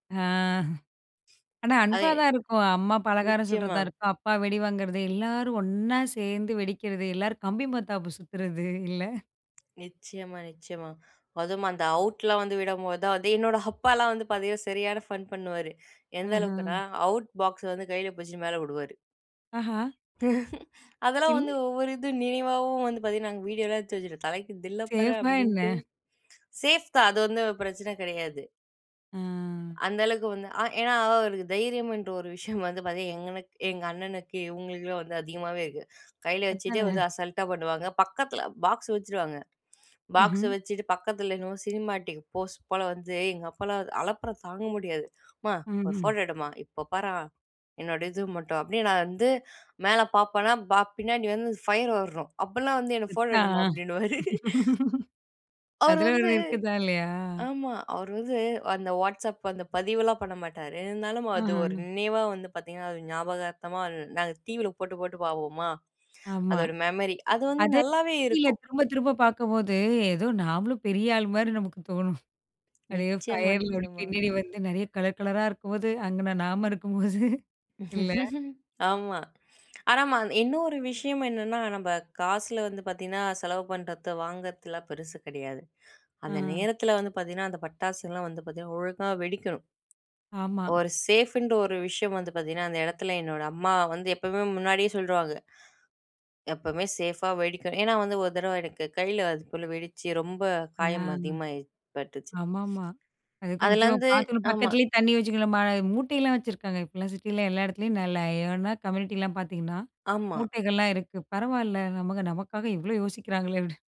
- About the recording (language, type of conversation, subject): Tamil, podcast, பண்டிகைகள் அன்பை வெளிப்படுத்த உதவுகிறதா?
- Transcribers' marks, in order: drawn out: "ஆ"; joyful: "அன்பா தான் இருக்கும். அம்மா பலகாரம் … மத்தாப்பு சுத்துறது இல்ல"; tapping; other background noise; in English: "அவுட் பாக்ஸ்ஸ"; chuckle; in English: "சினிமாட்டிக்"; laugh; laughing while speaking: "அப்படின்னுவாரு"; other noise; laughing while speaking: "இருக்கும்போது"; chuckle